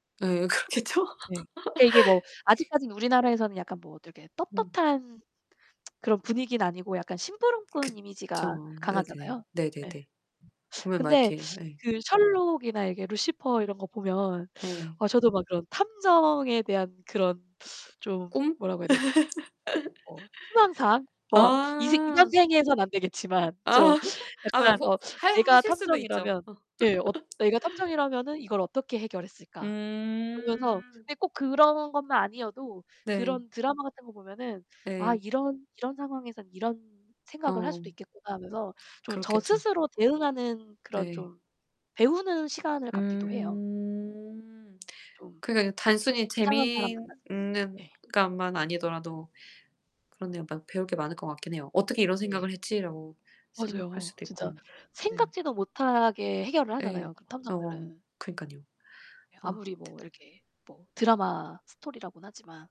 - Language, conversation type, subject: Korean, unstructured, 미스터리한 사건을 해결하는 탐정이 된다면 어떤 능력을 갖고 싶으신가요?
- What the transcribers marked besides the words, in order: laughing while speaking: "그렇겠죠"; other background noise; laugh; sniff; tsk; distorted speech; laugh; background speech; laugh; unintelligible speech; laugh